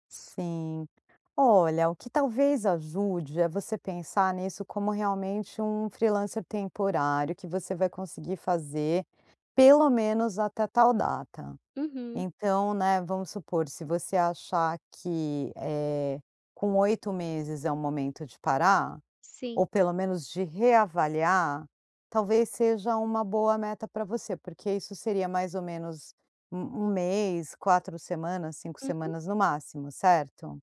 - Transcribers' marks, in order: none
- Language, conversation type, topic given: Portuguese, advice, Como posso simplificar minha vida e priorizar momentos e memórias?